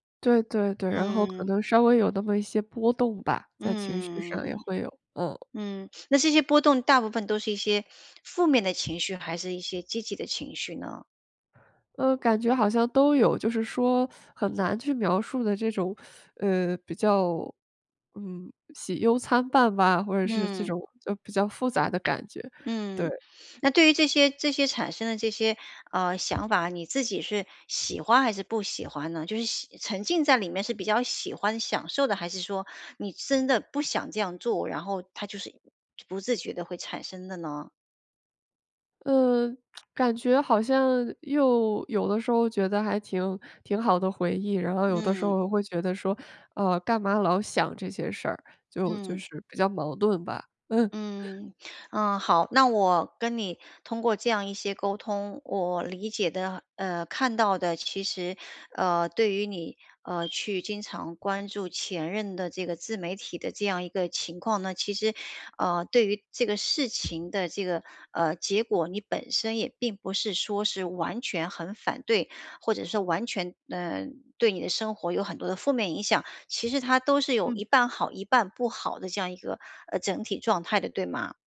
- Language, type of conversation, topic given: Chinese, advice, 我为什么总是忍不住去看前任的社交媒体动态？
- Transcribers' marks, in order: sniff; teeth sucking; sniff; lip smack; chuckle; alarm